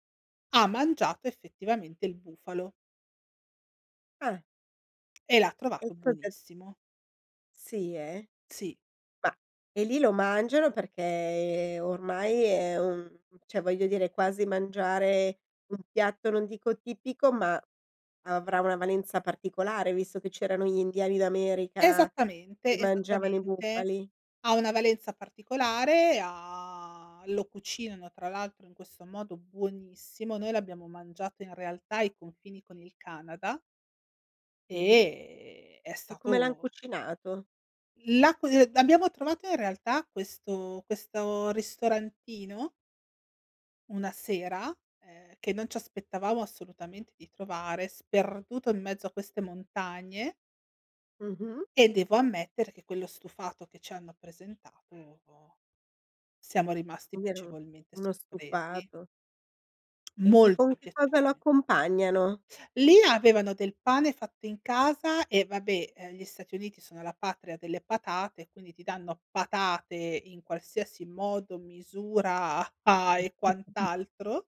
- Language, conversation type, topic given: Italian, podcast, Che cosa ti ha insegnato il cibo locale durante i tuoi viaggi?
- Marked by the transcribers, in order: tapping; unintelligible speech; snort; laughing while speaking: "a"